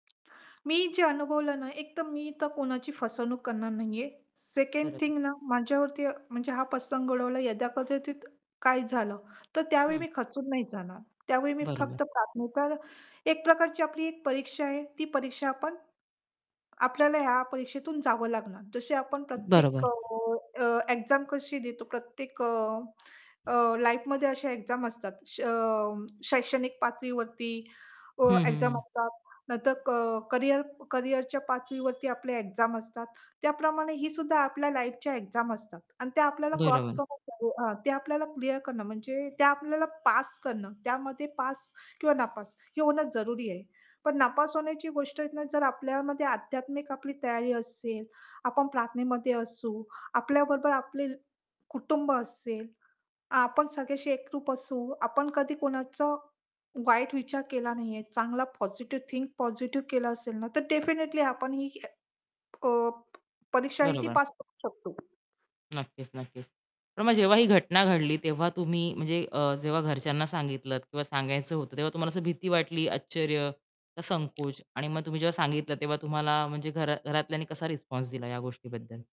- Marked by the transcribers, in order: distorted speech; unintelligible speech; tapping; in English: "एक्झाम"; in English: "लाईफमध्ये"; other background noise; in English: "एक्झाम"; in English: "एक्झाम"; horn; in English: "एक्झाम"; in English: "लाईफच्या एक्झाम"; unintelligible speech; in English: "डेफिनिटली"; static
- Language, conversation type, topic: Marathi, podcast, कधी एखाद्या योगायोगामुळे तुमचं आयुष्य पूर्णपणे उलटपालट झालं आहे का?